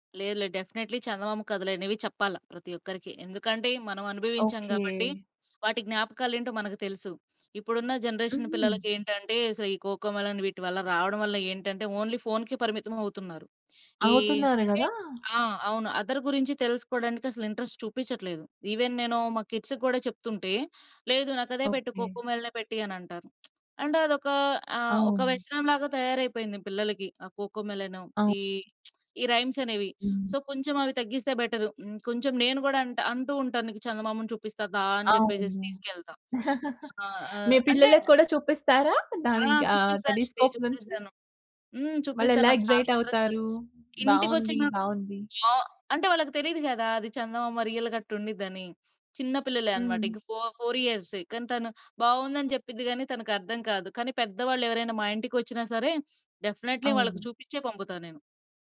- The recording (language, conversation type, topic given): Telugu, podcast, రాత్రి తారలను చూస్తూ గడిపిన అనుభవం మీలో ఏమి మార్పు తీసుకొచ్చింది?
- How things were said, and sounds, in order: in English: "డెఫినెట్లీ"; in English: "జనరేషన్"; in English: "ఓన్లీ"; other background noise; in English: "అదర్"; in English: "ఇంట్రెస్ట్"; in English: "ఈవెన్"; in English: "కిడ్స్‌కి"; lip smack; tapping; lip smack; in English: "రైమ్స్"; in English: "సో"; in English: "బెటర్"; chuckle; in English: "టెలిస్కోప్"; in English: "ఇంట్రెస్ట్"; in English: "ఎక్స్‌సైట్"; in English: "రియల్‌గ"; in English: "ఫో ఫోర్"; in English: "డెఫినైట్లీ"